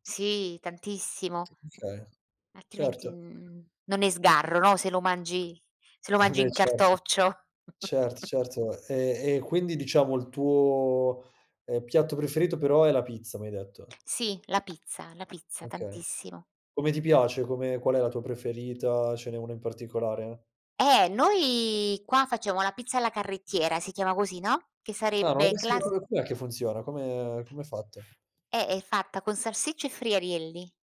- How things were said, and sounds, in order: other background noise; chuckle; tapping; unintelligible speech
- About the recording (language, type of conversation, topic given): Italian, podcast, Come ti prendi cura della tua alimentazione ogni giorno?